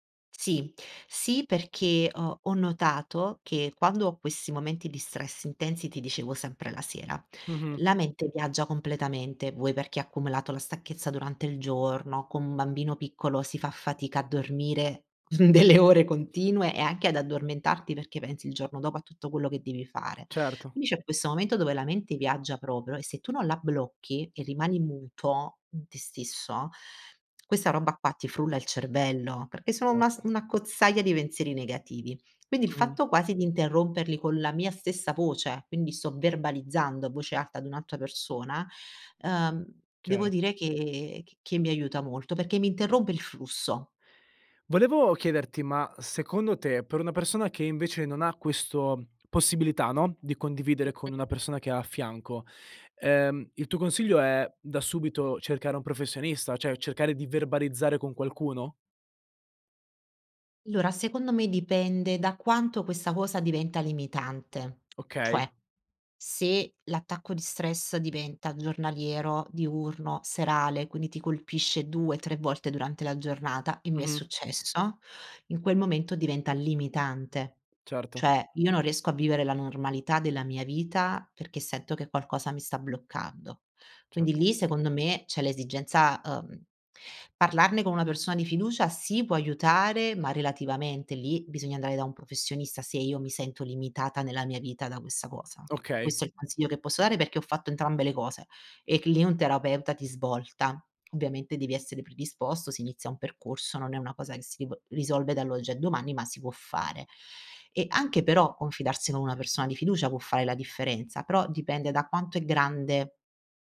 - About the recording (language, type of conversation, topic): Italian, podcast, Come gestisci lo stress quando ti assale improvviso?
- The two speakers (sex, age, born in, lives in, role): female, 30-34, Italy, Italy, guest; male, 25-29, Italy, Italy, host
- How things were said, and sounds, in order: laughing while speaking: "delle ore"; other background noise; "cioè" said as "ceh"; "Allora" said as "llora"; "cioè" said as "ceh"